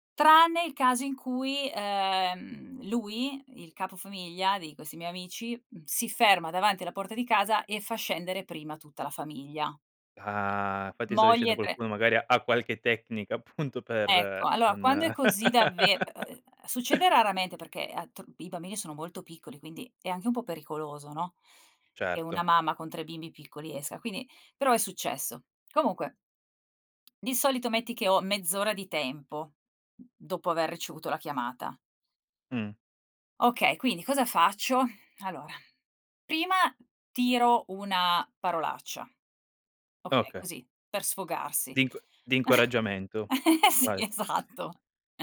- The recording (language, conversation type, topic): Italian, podcast, Qual è la tua routine per riordinare velocemente prima che arrivino degli ospiti?
- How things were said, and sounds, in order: drawn out: "Ah"; other background noise; "allora" said as "alò"; laughing while speaking: "appunto"; laugh; "quindi" said as "quini"; exhale; chuckle; laughing while speaking: "Sì, esatto"